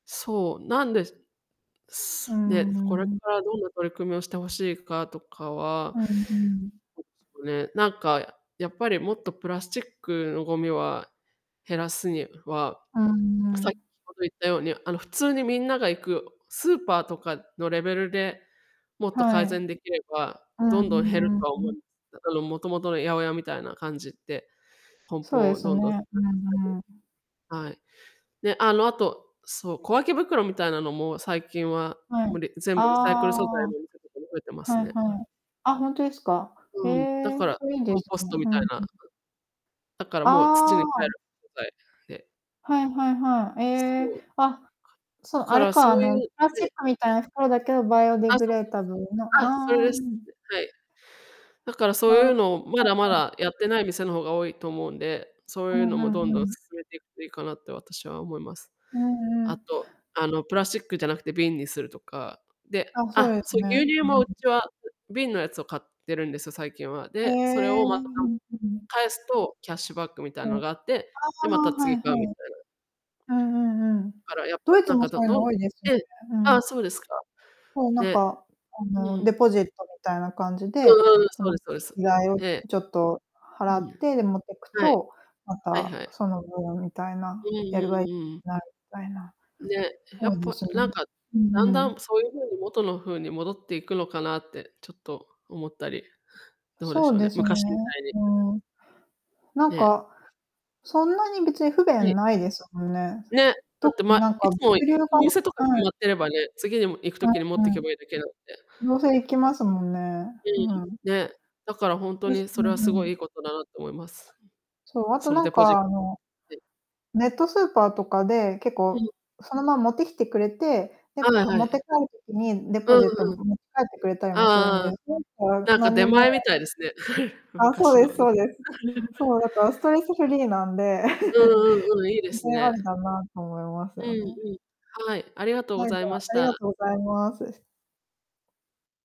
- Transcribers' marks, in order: distorted speech; unintelligible speech; unintelligible speech; unintelligible speech; in English: "バイオディグレーダブル"; unintelligible speech; unintelligible speech; unintelligible speech; laugh; laugh; unintelligible speech
- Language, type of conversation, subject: Japanese, unstructured, プラスチックごみを減らすために、何が最も大切だと思いますか？
- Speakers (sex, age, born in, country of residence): female, 35-39, Japan, Germany; female, 35-39, Japan, United States